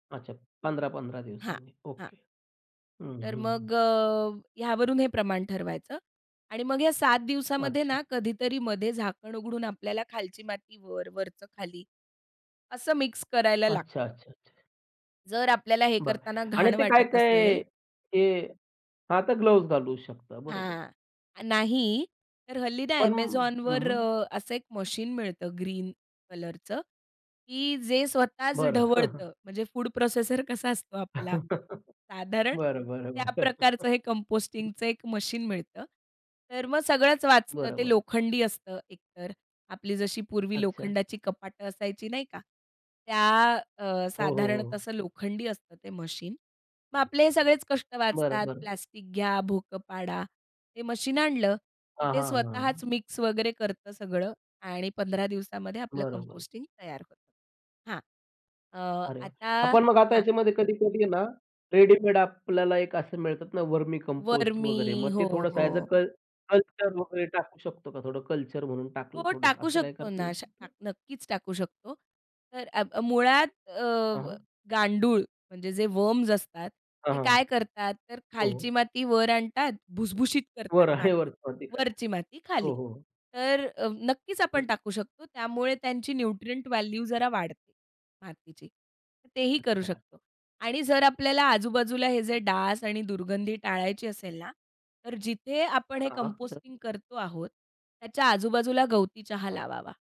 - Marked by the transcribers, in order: in English: "ग्लोव्हज"; laughing while speaking: "फूड प्रोसेसर कसा असतो आपला"; chuckle; other noise; chuckle; other background noise; in English: "ॲज अ क कल्चर"; tapping; in English: "वम्स"; laughing while speaking: "आणि"; unintelligible speech; in English: "न्यूट्रिएंट व्हॅल्यू"
- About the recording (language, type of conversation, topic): Marathi, podcast, घरात कंपोस्टिंग सुरू करायचं असेल, तर तुम्ही कोणता सल्ला द्याल?